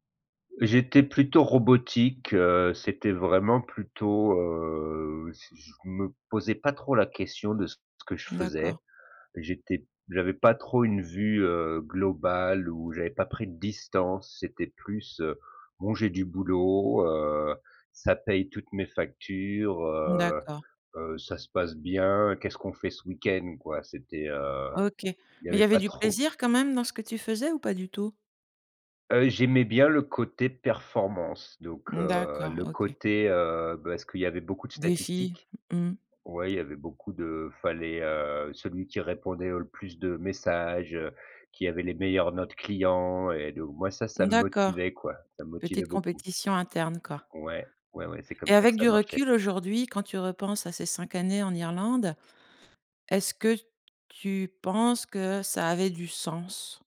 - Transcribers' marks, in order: none
- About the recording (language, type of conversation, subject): French, podcast, Qu’est-ce qui donne du sens à ton travail ?